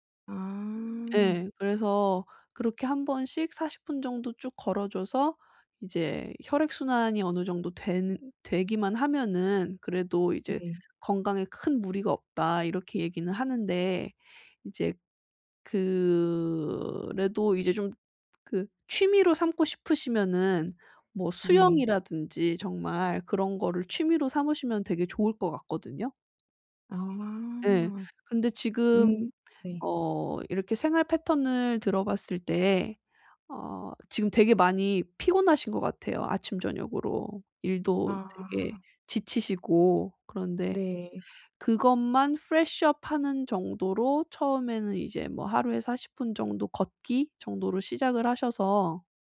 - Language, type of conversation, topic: Korean, advice, 시간 관리를 하면서 일과 취미를 어떻게 잘 병행할 수 있을까요?
- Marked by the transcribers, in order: other background noise; put-on voice: "프레쉬 업"; in English: "프레쉬 업"